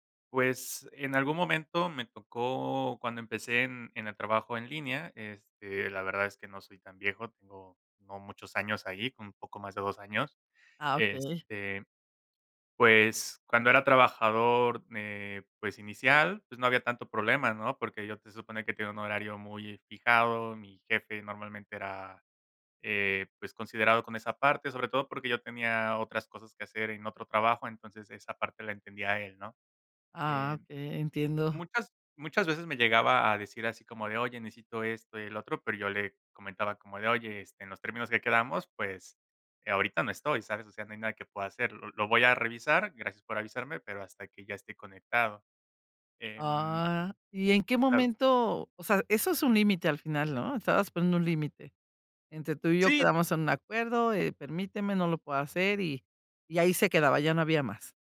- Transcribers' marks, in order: none
- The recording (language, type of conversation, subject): Spanish, podcast, ¿Cómo pones límites entre el trabajo y la vida personal en línea?